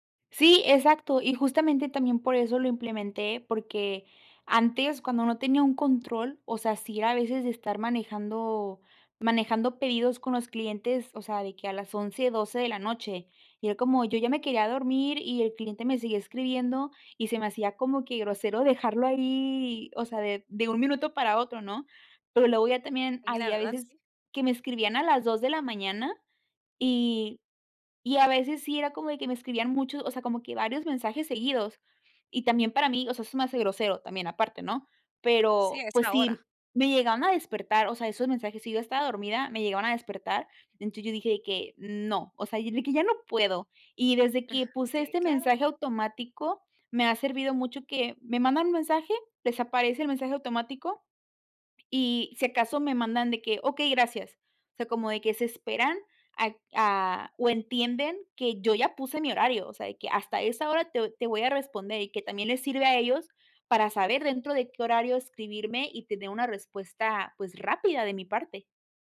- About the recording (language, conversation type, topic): Spanish, podcast, ¿Cómo pones límites al trabajo fuera del horario?
- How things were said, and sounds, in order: chuckle